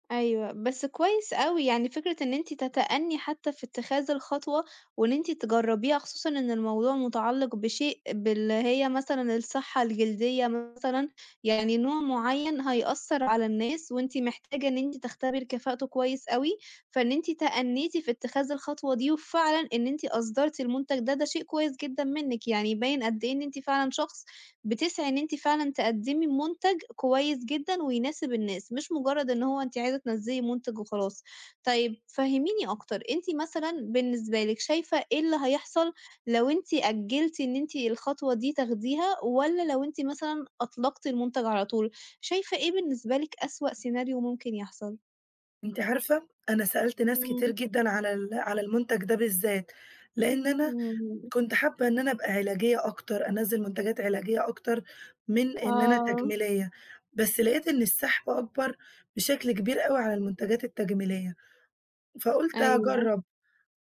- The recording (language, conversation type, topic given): Arabic, advice, إزاي خوفك من الفشل مانعك إنك تنزّل المنتج؟
- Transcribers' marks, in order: none